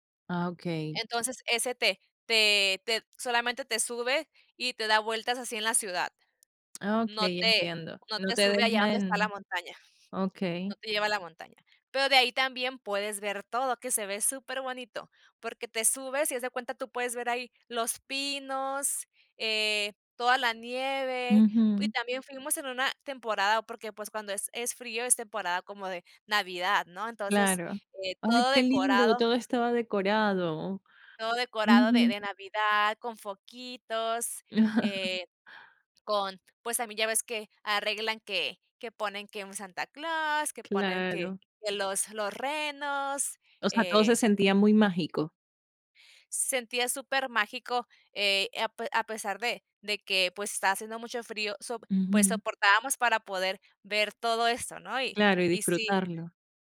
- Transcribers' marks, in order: other background noise; chuckle; tapping
- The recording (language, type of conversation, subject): Spanish, podcast, ¿Qué paisaje natural te ha marcado y por qué?